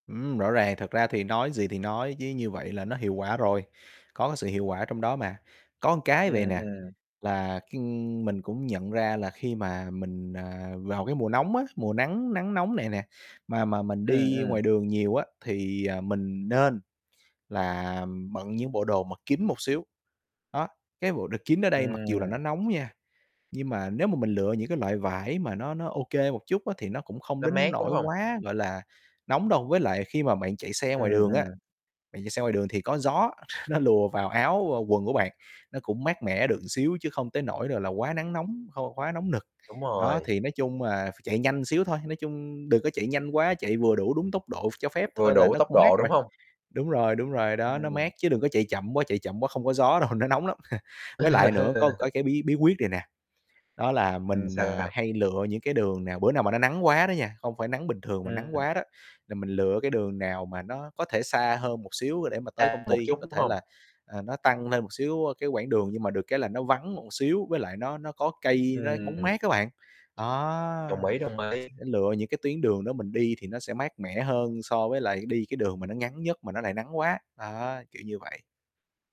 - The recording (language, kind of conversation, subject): Vietnamese, podcast, Chu kỳ mưa và hạn hán đã làm cuộc sống của bạn thay đổi như thế nào?
- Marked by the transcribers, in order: other background noise; chuckle; tapping; distorted speech; laughing while speaking: "đâu"; chuckle; laugh